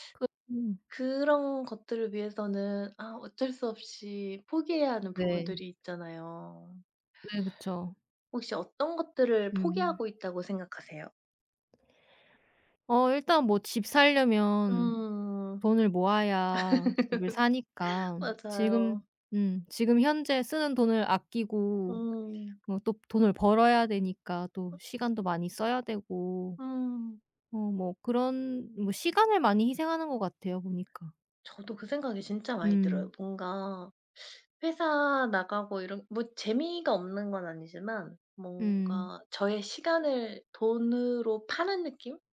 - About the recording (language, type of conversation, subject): Korean, unstructured, 꿈을 이루기 위해 지금의 행복을 희생할 수 있나요?
- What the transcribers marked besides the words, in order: background speech; laugh; tapping; other background noise